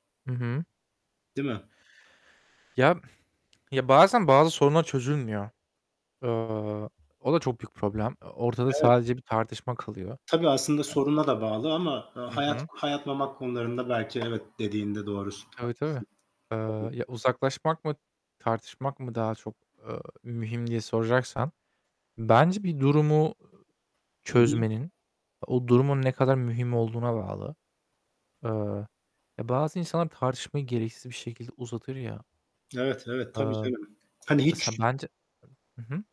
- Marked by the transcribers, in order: static; other background noise; distorted speech; unintelligible speech
- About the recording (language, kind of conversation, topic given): Turkish, unstructured, Fikir ayrılıklarını çözmenin en etkili yolu nedir?
- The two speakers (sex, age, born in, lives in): male, 25-29, Germany, Germany; male, 35-39, Turkey, Hungary